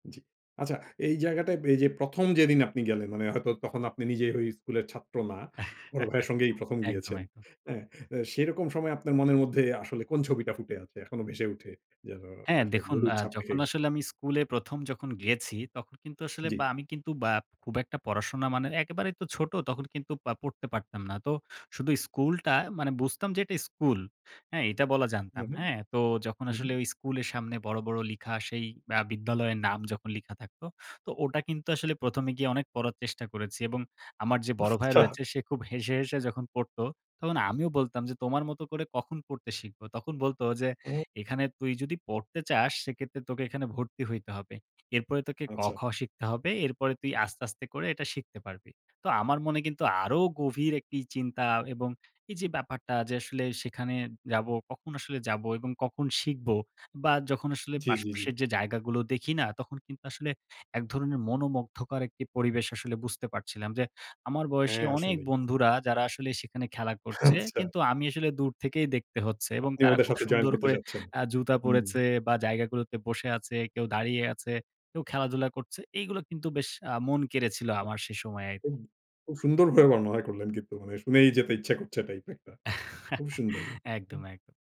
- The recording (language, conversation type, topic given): Bengali, podcast, কোন জায়গা আপনার জীবনে সবচেয়ে গভীর ছাপ রেখে গেছে?
- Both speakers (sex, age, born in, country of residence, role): male, 18-19, Bangladesh, Bangladesh, guest; male, 40-44, Bangladesh, Finland, host
- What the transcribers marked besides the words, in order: "ঐ" said as "হোই"; chuckle; laughing while speaking: "আচ্ছা!"; stressed: "আরও গভীর"; laughing while speaking: "আচ্ছা!"; tapping; chuckle